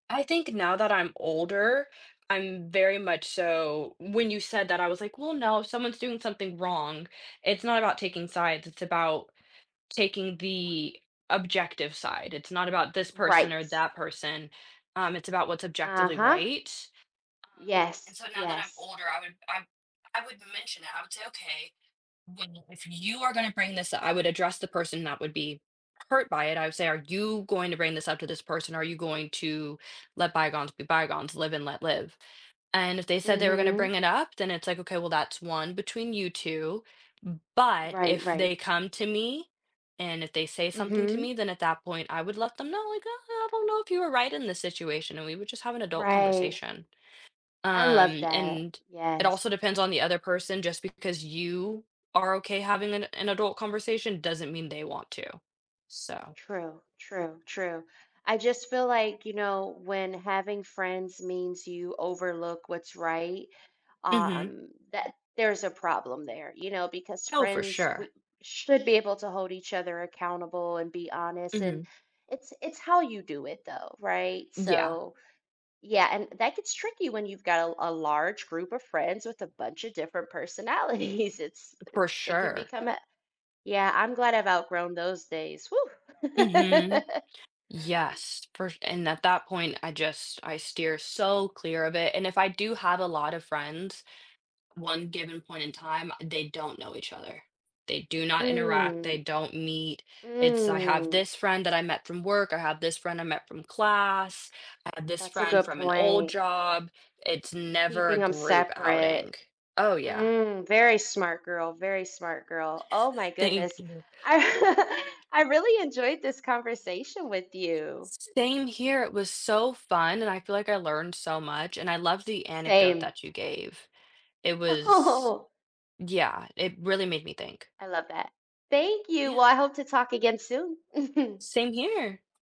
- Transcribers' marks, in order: tapping; stressed: "But"; other background noise; laughing while speaking: "personalities"; chuckle; background speech; drawn out: "Mm"; chuckle; laughing while speaking: "Oh"; chuckle
- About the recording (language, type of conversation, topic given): English, unstructured, What helps you build strong friendships with people who have different personalities?